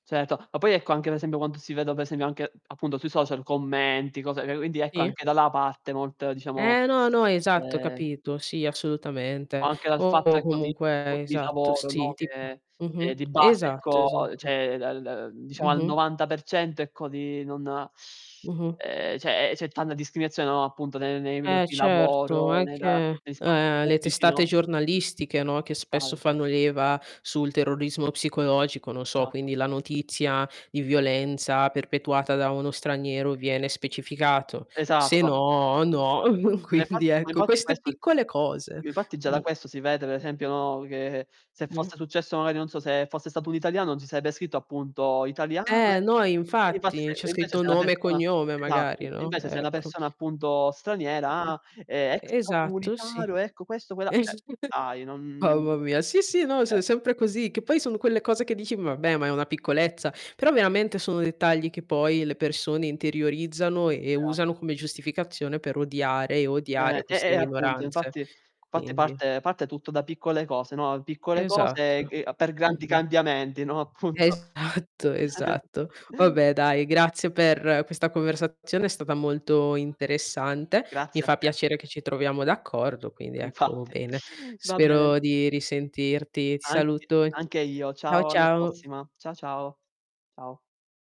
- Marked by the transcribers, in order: drawn out: "eh"; distorted speech; unintelligible speech; "cioè" said as "ceh"; other background noise; static; teeth sucking; unintelligible speech; chuckle; unintelligible speech; unintelligible speech; unintelligible speech; laughing while speaking: "Esatto"; laughing while speaking: "appunto"; chuckle; teeth sucking
- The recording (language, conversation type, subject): Italian, unstructured, Cosa pensi del problema della discriminazione nella società?